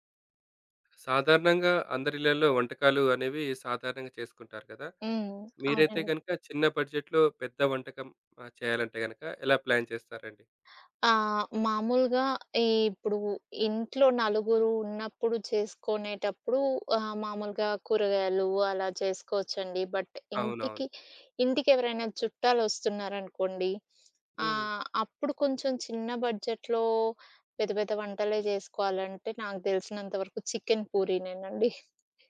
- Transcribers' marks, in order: in English: "బడ్జెట్‌లో"; in English: "ప్లాన్"; in English: "బట్"; in English: "బడ్జెట్‌లో"
- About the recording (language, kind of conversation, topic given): Telugu, podcast, ఒక చిన్న బడ్జెట్‌లో పెద్ద విందు వంటకాలను ఎలా ప్రణాళిక చేస్తారు?